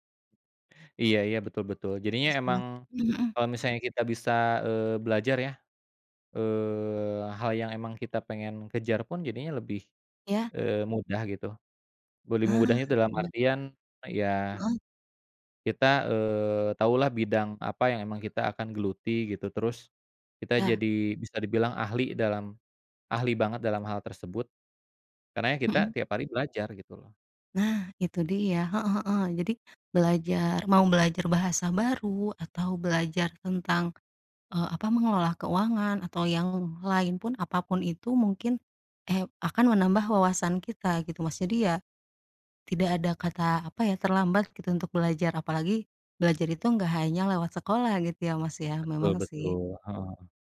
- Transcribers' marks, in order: tapping; drawn out: "eee"; other background noise
- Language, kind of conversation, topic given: Indonesian, unstructured, Bagaimana kamu membayangkan hidupmu lima tahun ke depan?